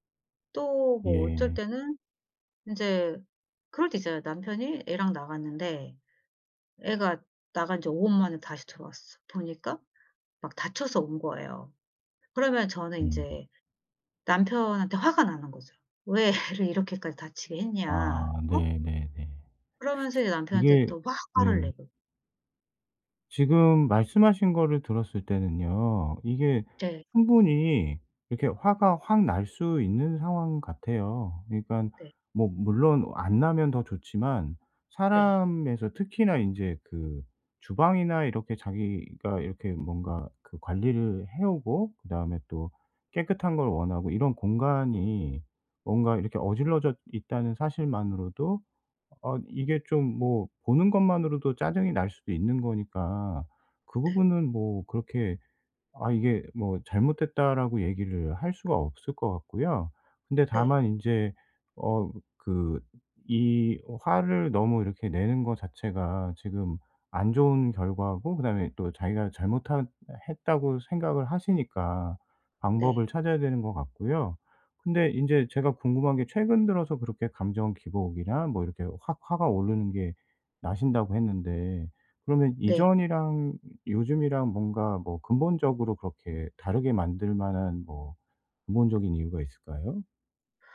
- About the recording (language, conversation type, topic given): Korean, advice, 감정을 더 잘 조절하고 상대에게 더 적절하게 반응하려면 어떻게 해야 할까요?
- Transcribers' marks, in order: other background noise